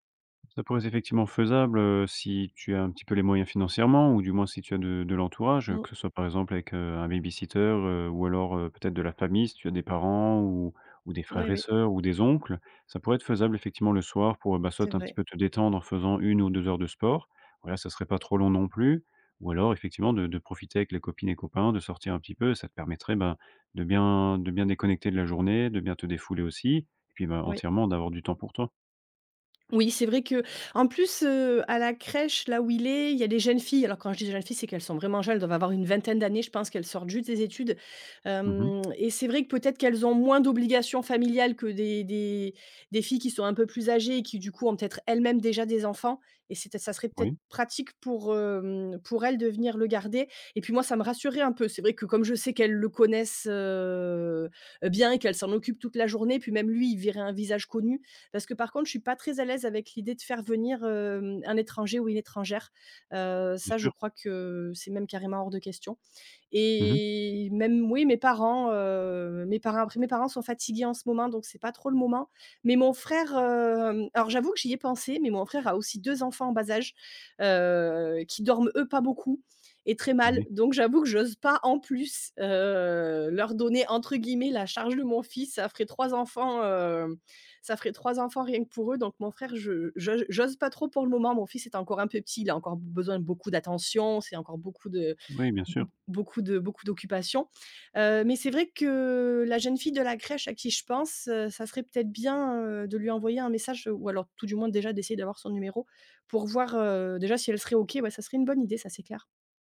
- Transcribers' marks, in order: tapping; drawn out: "heu"; drawn out: "et"
- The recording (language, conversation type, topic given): French, advice, Comment faire pour trouver du temps pour moi et pour mes loisirs ?